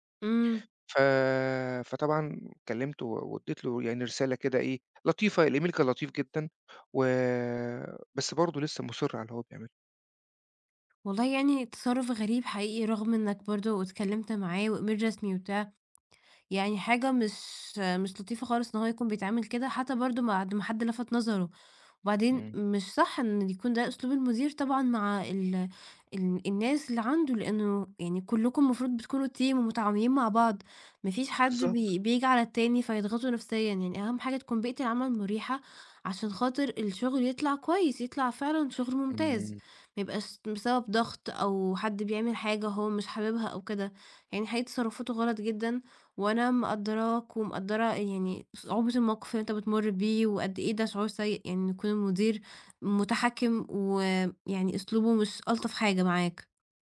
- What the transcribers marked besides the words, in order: in English: "الemail"; tapping; in English: "وemail"; "بعد" said as "معد"; in English: "team"
- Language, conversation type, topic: Arabic, advice, إزاي أتعامل مع مدير متحكم ومحتاج يحسّن طريقة التواصل معايا؟